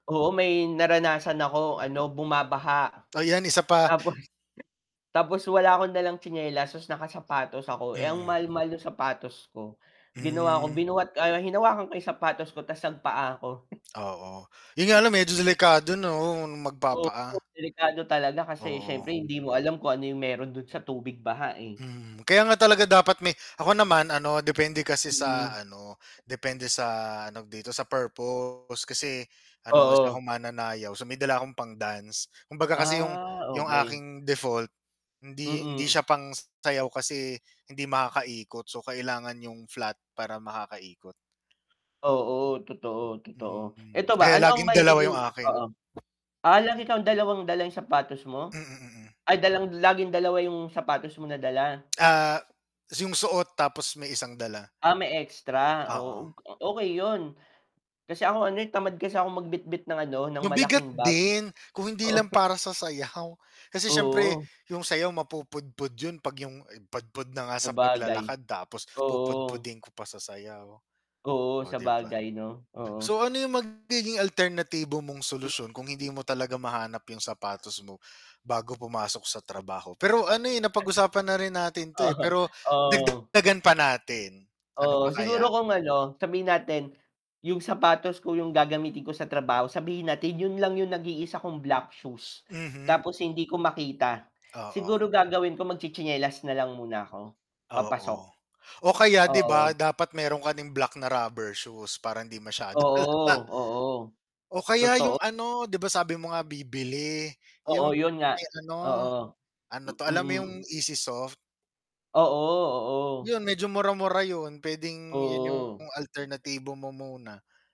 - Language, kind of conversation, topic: Filipino, unstructured, Ano ang gagawin mo kung hindi mo makita ang iyong sapatos sa umaga?
- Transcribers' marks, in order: static; distorted speech; drawn out: "Ah"; tapping; chuckle; laughing while speaking: "masyadong halata"